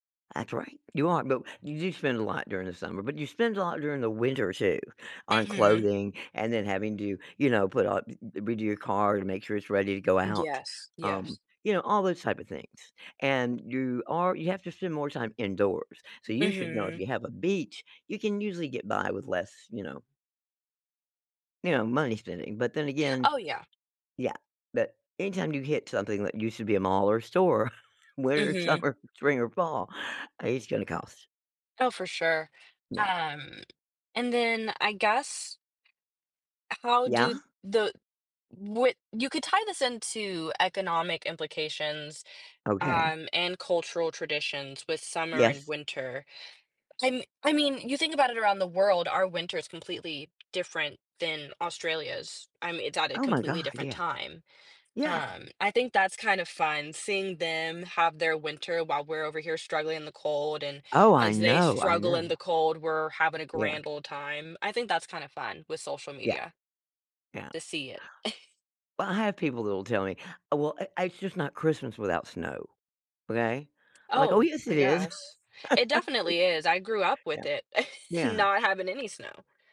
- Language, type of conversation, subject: English, unstructured, Which do you prefer, summer or winter?
- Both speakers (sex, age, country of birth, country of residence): female, 20-24, United States, United States; female, 65-69, United States, United States
- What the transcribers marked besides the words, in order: tapping; chuckle; laughing while speaking: "winter, summer, spring, or fall"; other background noise; chuckle; laugh; chuckle